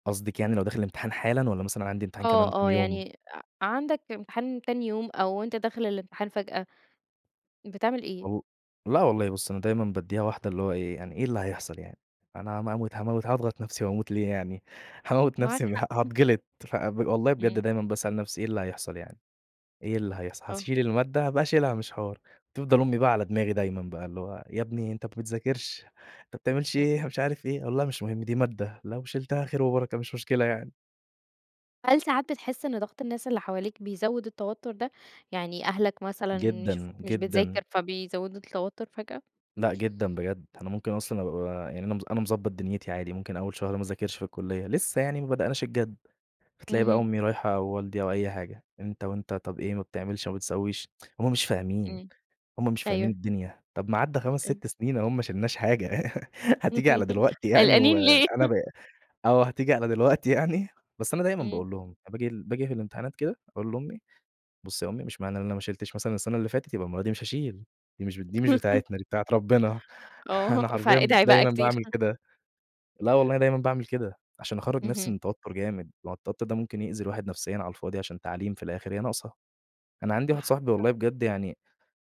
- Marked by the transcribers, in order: tapping; unintelligible speech; tsk; laugh; laughing while speaking: "قلقانين ليه؟"; chuckle; laugh; chuckle
- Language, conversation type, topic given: Arabic, podcast, لما بتحس بتوتر فجأة، بتعمل إيه؟